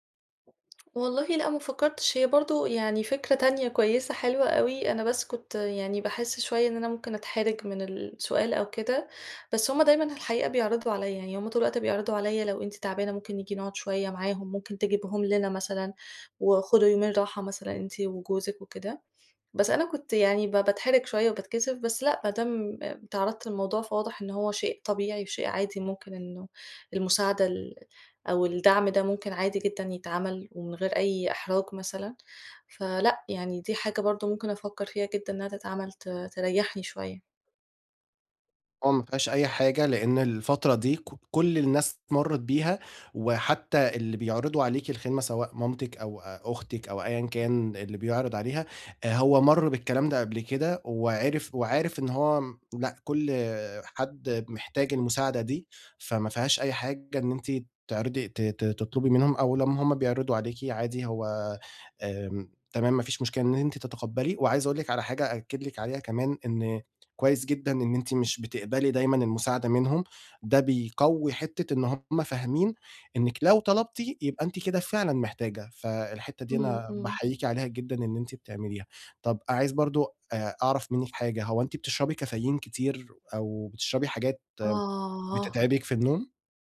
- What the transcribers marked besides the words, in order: tapping; other background noise
- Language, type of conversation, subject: Arabic, advice, إزاي أحسّن جودة نومي بالليل وأصحى الصبح بنشاط أكبر كل يوم؟